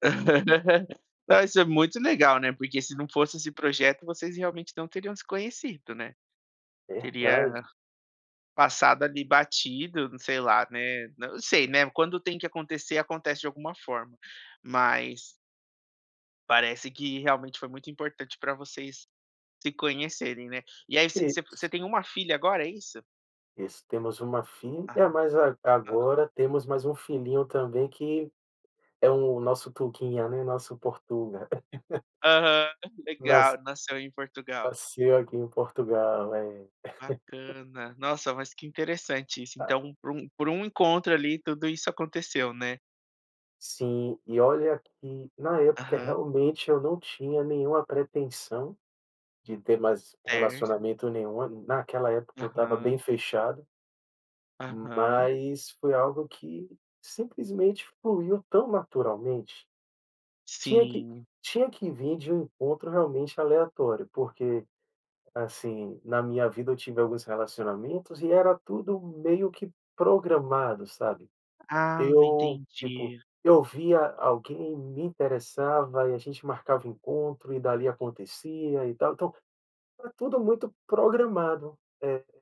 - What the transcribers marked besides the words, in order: laugh; tapping; unintelligible speech; laugh; laugh
- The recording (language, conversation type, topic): Portuguese, podcast, Você teve algum encontro por acaso que acabou se tornando algo importante?